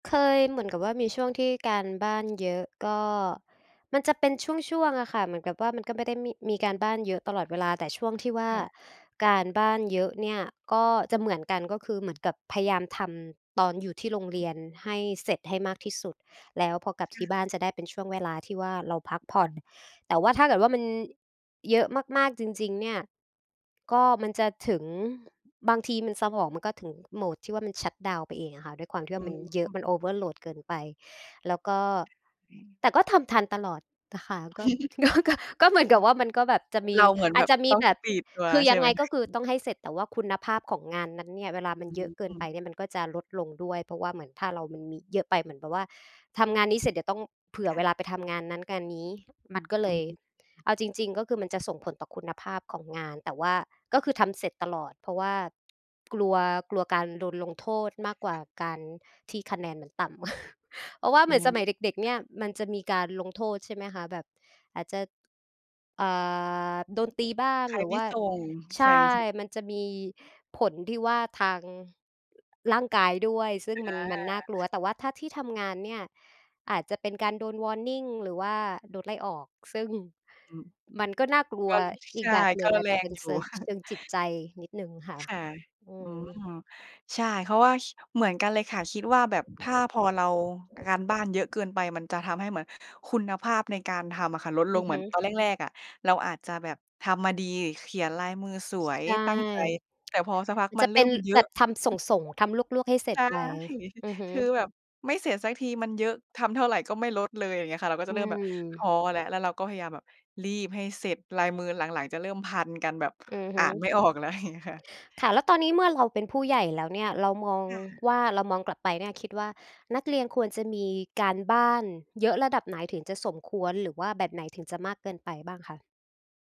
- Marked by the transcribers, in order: other background noise; chuckle; tapping; laughing while speaking: "ก็ ก็"; chuckle; chuckle; chuckle; in English: "Warning"; chuckle; tsk; chuckle; laughing while speaking: "เงี้ยค่ะ"
- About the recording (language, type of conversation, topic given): Thai, unstructured, การบ้านที่มากเกินไปส่งผลต่อชีวิตของคุณอย่างไรบ้าง?